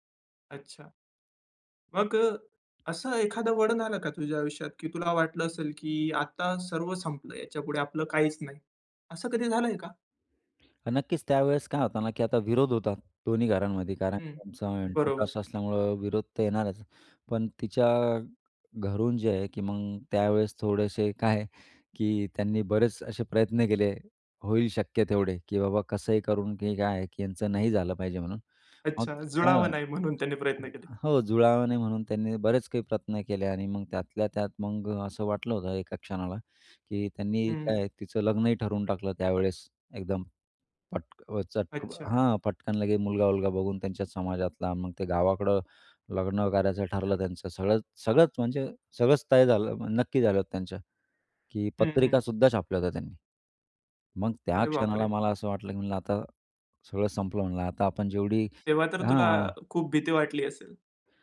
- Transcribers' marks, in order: tapping; in English: "इंटरकास्ट"; laughing while speaking: "म्हणून"
- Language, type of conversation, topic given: Marathi, podcast, तुझ्या आयुष्यातला एक मोठा वळण कोणता होता?